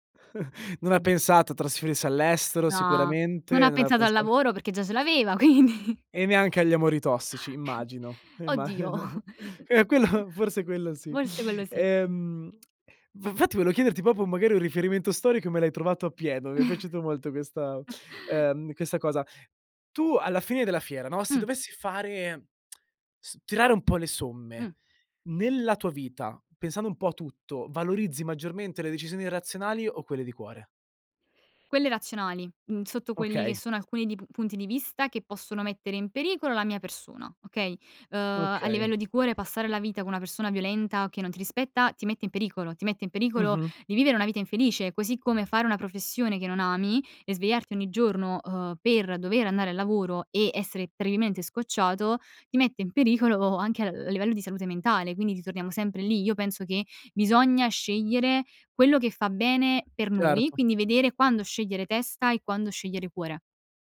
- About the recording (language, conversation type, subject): Italian, podcast, Quando è giusto seguire il cuore e quando la testa?
- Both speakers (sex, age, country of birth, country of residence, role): female, 20-24, Italy, Italy, guest; male, 25-29, Italy, Italy, host
- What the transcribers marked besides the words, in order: chuckle; tapping; other background noise; laughing while speaking: "quindi"; chuckle; laughing while speaking: "quello"; tsk; "proprio" said as "popo"; chuckle; tsk